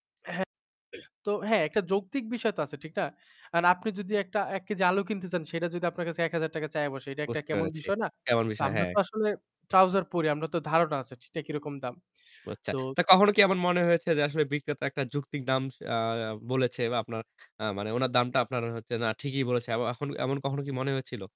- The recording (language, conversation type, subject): Bengali, podcast, স্থানীয় বাজারে দর-কষাকষি করার আপনার কোনো মজার অভিজ্ঞতার কথা বলবেন?
- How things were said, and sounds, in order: throat clearing; "চেয়ে" said as "চায়া"; static; in English: "trouser"; "যৌক্তিক" said as "যুক্তিক"